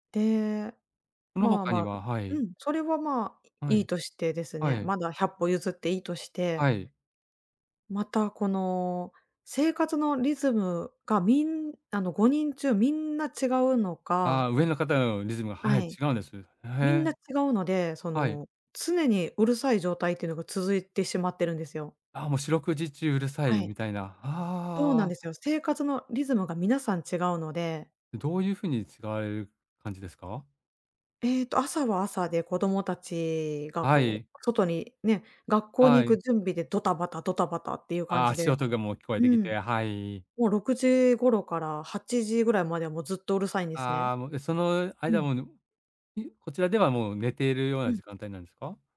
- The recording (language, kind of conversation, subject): Japanese, advice, 隣人との習慣の違いに戸惑っていることを、どのように説明すればよいですか？
- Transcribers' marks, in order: none